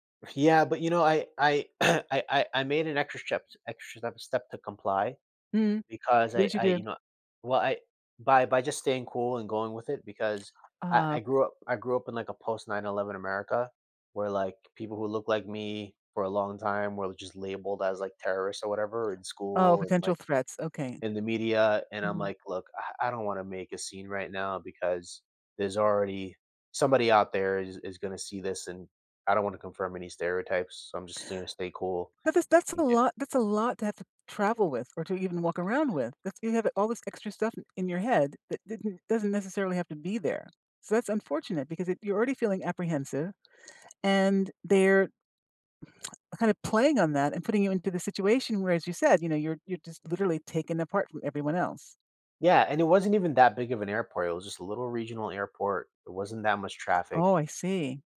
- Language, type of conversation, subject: English, unstructured, What annoys you most about airport security?
- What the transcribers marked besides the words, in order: throat clearing; other background noise